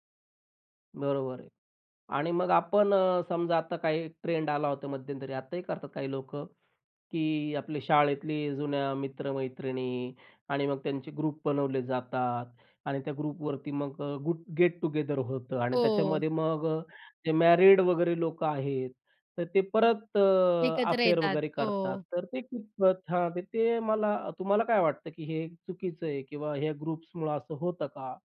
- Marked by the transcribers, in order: in English: "ग्रुप"; in English: "ग्रुपवरती"; in English: "मॅरीड"; in English: "अफेअर"; in English: "ग्रुप्समुळं"
- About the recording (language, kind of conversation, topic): Marathi, podcast, ऑनलाइन समुदायांनी तुमचा एकटेपणा कसा बदलला?